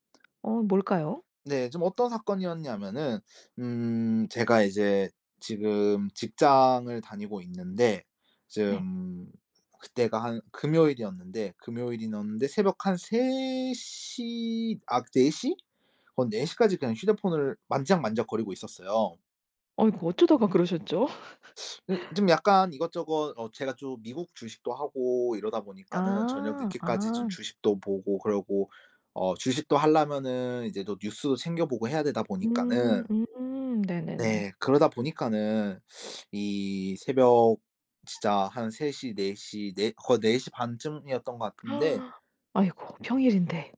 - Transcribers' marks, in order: other background noise; "금요일이었는데" said as "금요일이넜는데"; teeth sucking; laugh; teeth sucking; gasp; tapping
- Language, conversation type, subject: Korean, podcast, 작은 습관 하나가 삶을 바꾼 적이 있나요?